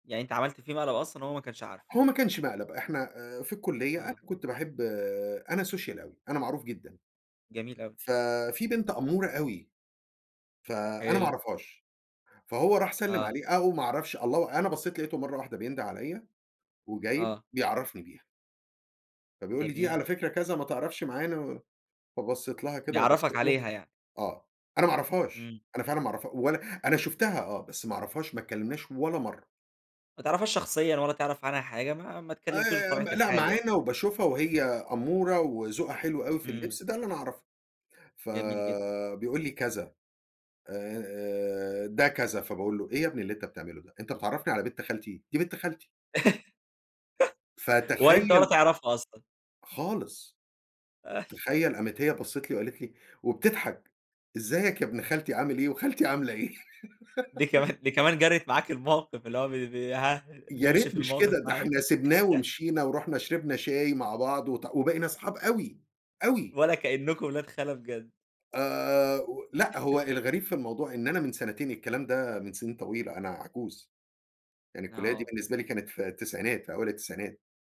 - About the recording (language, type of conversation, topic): Arabic, podcast, إيه أكتر ذكرى مضحكة حصلتلك في رحلتك؟
- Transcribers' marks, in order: in English: "Social"; tapping; laugh; chuckle; laughing while speaking: "دي كمان"; laugh; laugh; laugh